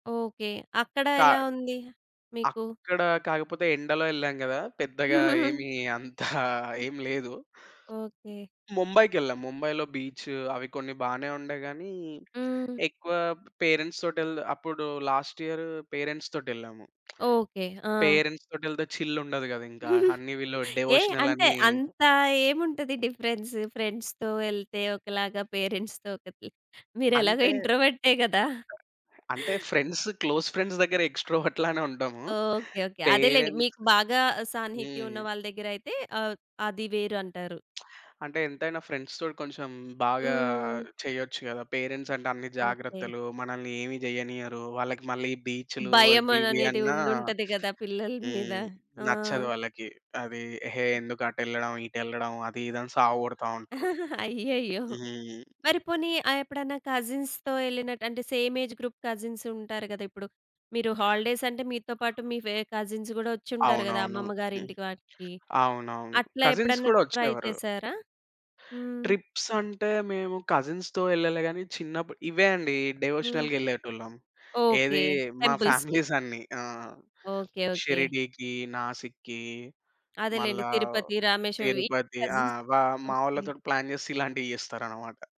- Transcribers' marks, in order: giggle; other background noise; in English: "పేరెంట్స్"; in English: "లాస్ట్ ఇయర్"; lip smack; in English: "పేరెంట్స్"; in English: "చిల్"; giggle; in English: "డిఫరెన్స్? ఫ్రెండ్స్‌తో"; in English: "పేరెంట్స్‌తో"; in English: "ఫ్రెండ్స్ క్లోజ్ ఫ్రెండ్స్"; in English: "ఎక్స్‌ట్రోవర్ట్‌లానే"; in English: "పేరెంట్స్"; lip smack; in English: "ఫ్రెండ్స్‌తోటి"; tapping; in English: "పేరెంట్స్"; chuckle; in English: "కజిన్స్‌తో"; in English: "సేమ్ ఏజ్ గ్రూప్ కజిన్స్"; in English: "హాలిడేస్"; in English: "కజిన్స్"; in English: "కజిన్స్"; in English: "ట్రై"; in English: "ట్రిప్స్"; in English: "కజిన్స్‌తో"; in English: "డివోషనల్‌గా"; in English: "టెంపుల్స్‌కి"; in English: "ప్లాన్"; in English: "కజిన్స్"
- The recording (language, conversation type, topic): Telugu, podcast, మీకు అత్యంత ఇష్టమైన ఋతువు ఏది, అది మీకు ఎందుకు ఇష్టం?